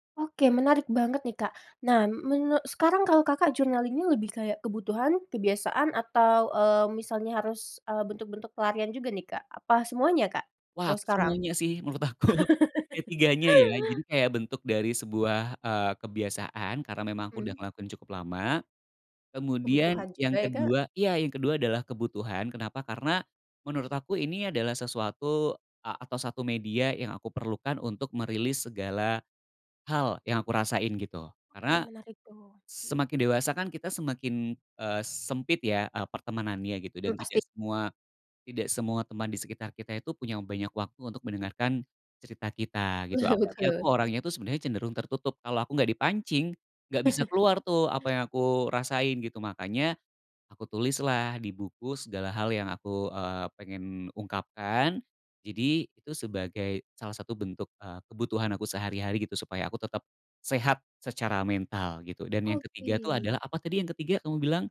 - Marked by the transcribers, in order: in English: "journaling-nya"; laughing while speaking: "aku"; laugh; chuckle; tapping
- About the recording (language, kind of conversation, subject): Indonesian, podcast, Apa kebiasaan kecil yang membuat kreativitasmu terus berkembang?